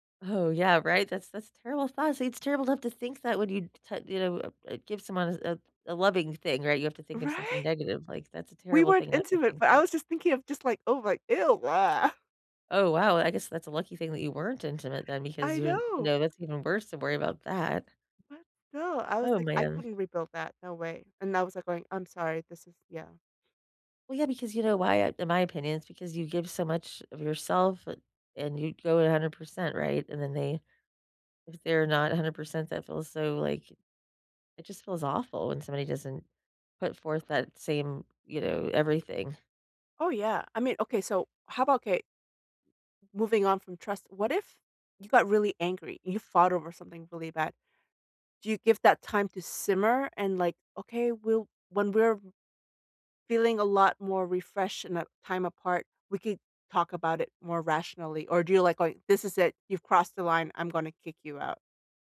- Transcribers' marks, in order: other background noise; disgusted: "ew, bleh"; chuckle
- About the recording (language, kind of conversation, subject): English, unstructured, How do I know when it's time to end my relationship?